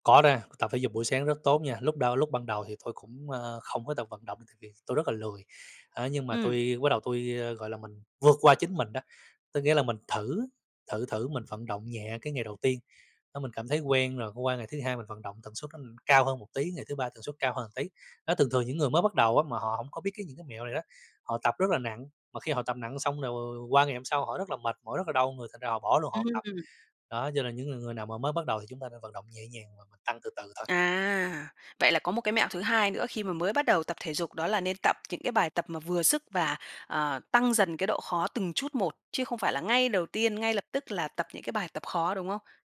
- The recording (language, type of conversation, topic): Vietnamese, podcast, Bạn có mẹo đơn giản nào dành cho người mới bắt đầu không?
- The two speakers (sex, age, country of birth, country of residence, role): female, 30-34, Vietnam, Vietnam, host; male, 35-39, Vietnam, Vietnam, guest
- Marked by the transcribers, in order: tapping; unintelligible speech; unintelligible speech